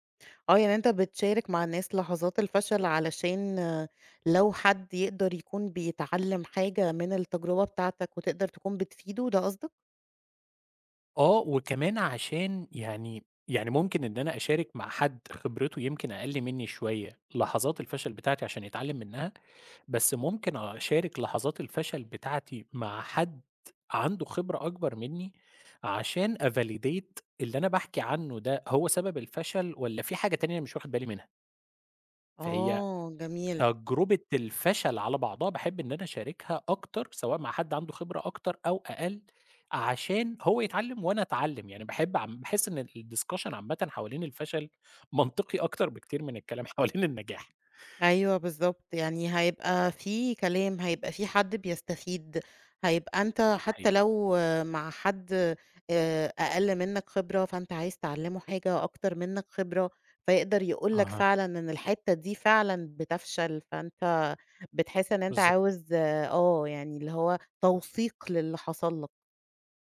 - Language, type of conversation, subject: Arabic, podcast, بتشارك فشلك مع الناس؟ ليه أو ليه لأ؟
- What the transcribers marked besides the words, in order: in English: "أvalidate"; in English: "الdiscussion"; laughing while speaking: "حوالين النجاح"